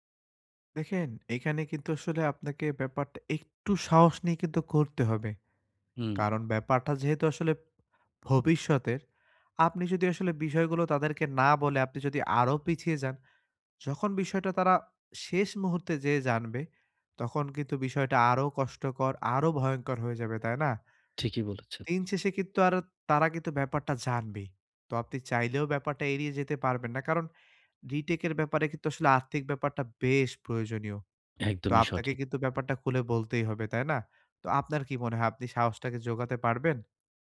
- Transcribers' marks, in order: other background noise
- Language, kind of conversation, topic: Bengali, advice, চোট বা ব্যর্থতার পর আপনি কীভাবে মানসিকভাবে ঘুরে দাঁড়িয়ে অনুপ্রেরণা বজায় রাখবেন?